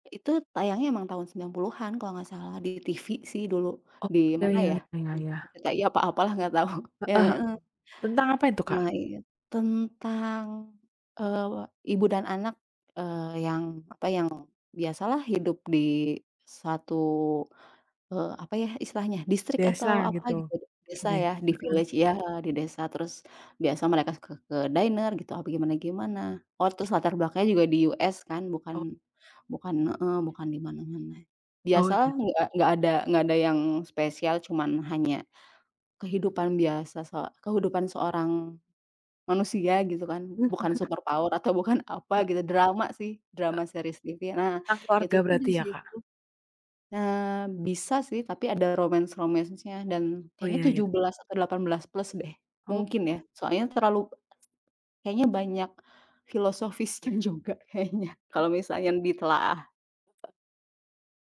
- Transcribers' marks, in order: laughing while speaking: "tau"; in English: "village"; other background noise; in English: "dinner"; in English: "superpower"; chuckle; in English: "romance-romance-nya"; laughing while speaking: "juga kayaknya"
- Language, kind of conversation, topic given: Indonesian, unstructured, Mana yang lebih Anda nikmati: menonton serial televisi atau film?